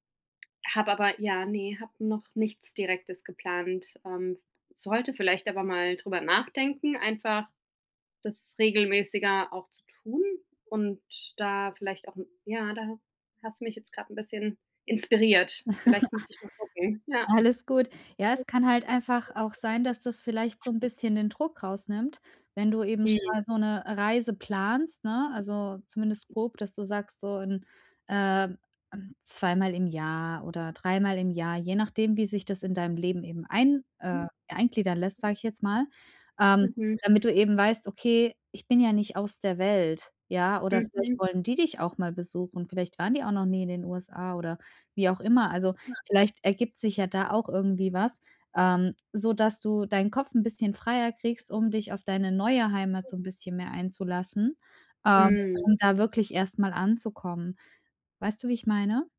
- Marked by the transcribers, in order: chuckle; other noise; other background noise
- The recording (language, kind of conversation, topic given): German, advice, Wie kann ich durch Routinen Heimweh bewältigen und mich am neuen Ort schnell heimisch fühlen?
- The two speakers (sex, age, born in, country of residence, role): female, 35-39, Germany, Germany, advisor; female, 35-39, Germany, United States, user